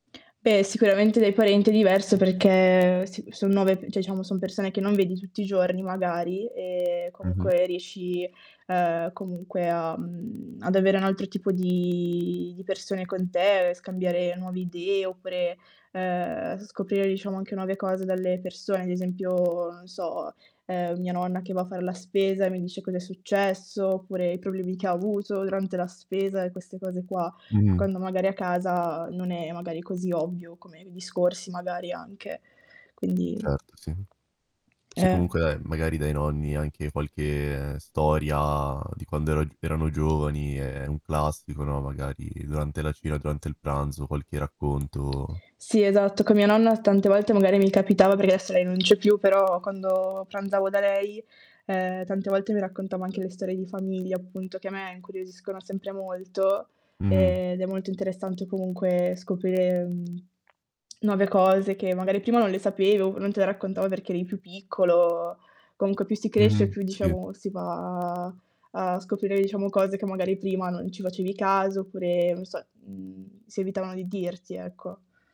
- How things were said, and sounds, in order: distorted speech; "cioè" said as "ceh"; static; tapping; drawn out: "di"; drawn out: "ad esempio"; other background noise; swallow; drawn out: "va"
- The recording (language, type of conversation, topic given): Italian, podcast, Qual è il ruolo dei pasti in famiglia nella vostra vita quotidiana?